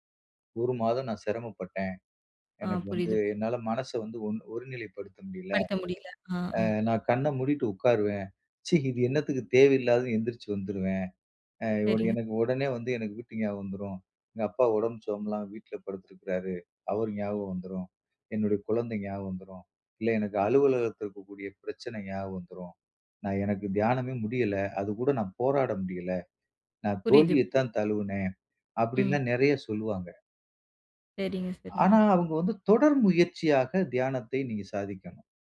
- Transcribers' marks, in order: other background noise; tapping
- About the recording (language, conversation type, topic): Tamil, podcast, நேரம் இல்லாத நாளில் எப்படி தியானம் செய்யலாம்?